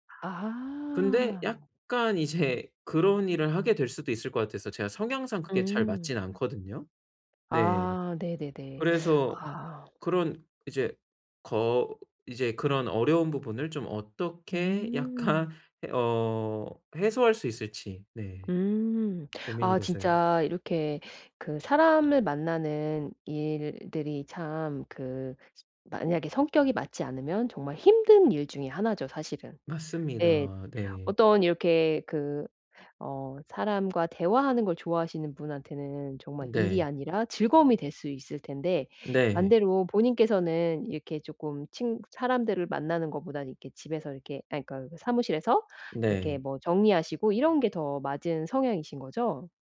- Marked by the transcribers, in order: other background noise; laughing while speaking: "이제"; laughing while speaking: "약간"; tapping
- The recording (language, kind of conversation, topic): Korean, advice, 새로운 활동을 시작하는 것이 두려울 때 어떻게 하면 좋을까요?